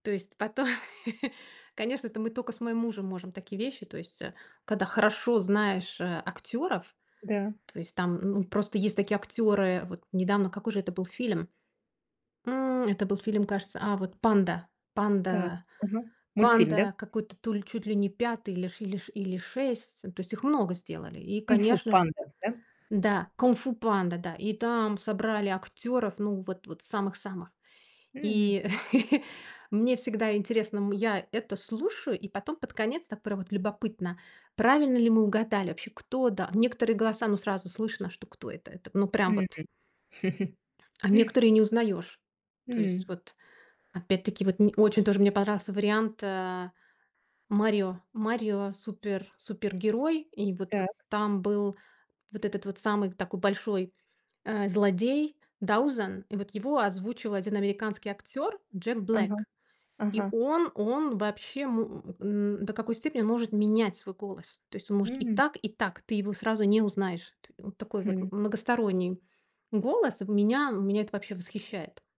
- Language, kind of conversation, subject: Russian, podcast, Что ты предпочитаешь — дубляж или субтитры, и почему?
- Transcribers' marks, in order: laughing while speaking: "той"; tapping; laugh; chuckle; other background noise